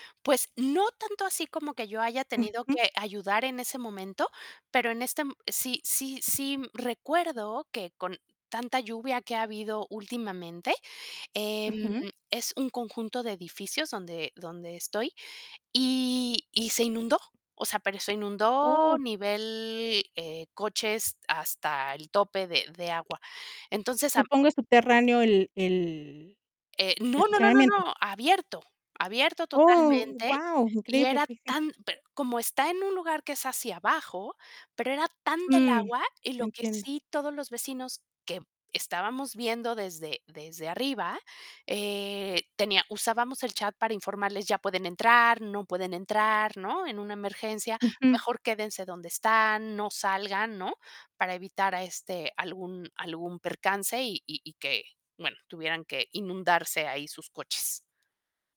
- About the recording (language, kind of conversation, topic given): Spanish, podcast, ¿Qué consejos darías para ayudar a un vecino nuevo?
- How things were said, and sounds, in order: other background noise; static